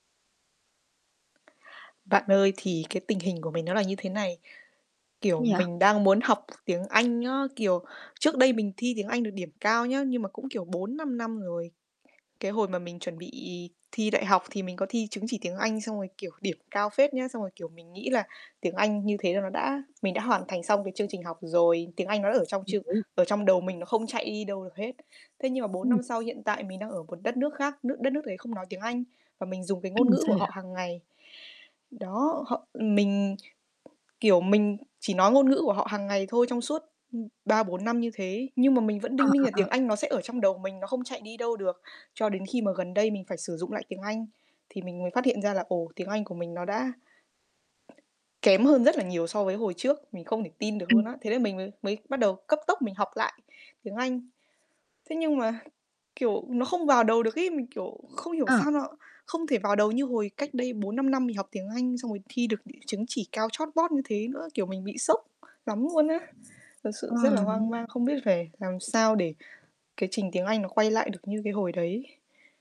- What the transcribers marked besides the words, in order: static; tapping; unintelligible speech; unintelligible speech; other background noise; distorted speech
- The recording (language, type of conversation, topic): Vietnamese, advice, Tôi nên làm gì để duy trì động lực khi tiến độ công việc chững lại?
- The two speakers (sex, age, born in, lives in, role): female, 20-24, Vietnam, Germany, user; female, 20-24, Vietnam, Vietnam, advisor